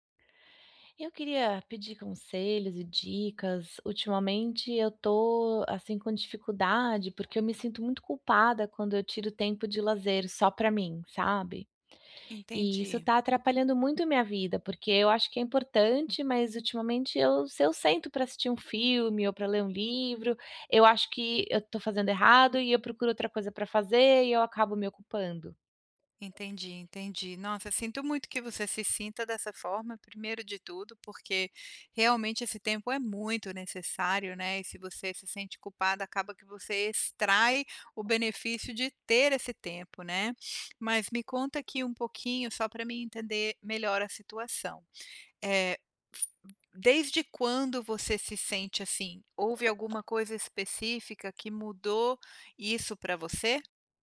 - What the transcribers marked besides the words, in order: tapping; other background noise; other noise
- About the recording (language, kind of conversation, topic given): Portuguese, advice, Por que me sinto culpado ao tirar um tempo para lazer?